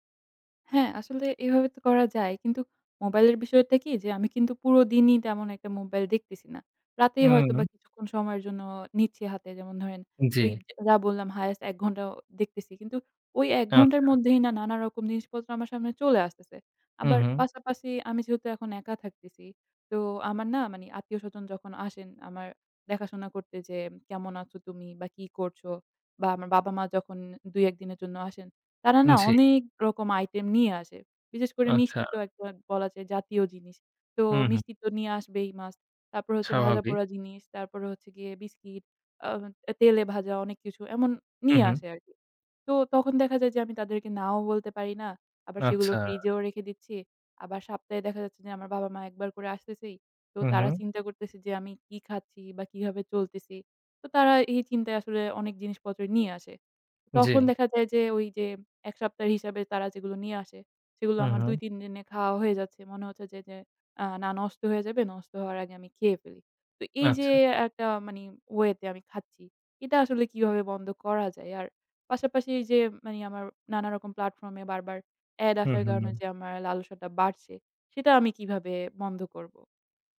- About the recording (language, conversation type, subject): Bengali, advice, চিনি বা অস্বাস্থ্যকর খাবারের প্রবল লালসা কমাতে না পারা
- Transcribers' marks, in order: other background noise; in English: "Must"; "সপ্তাহে" said as "সাপ্তাহে"; tapping; "সপ্তাহের" said as "সাপ্তাহের"; in English: "platform"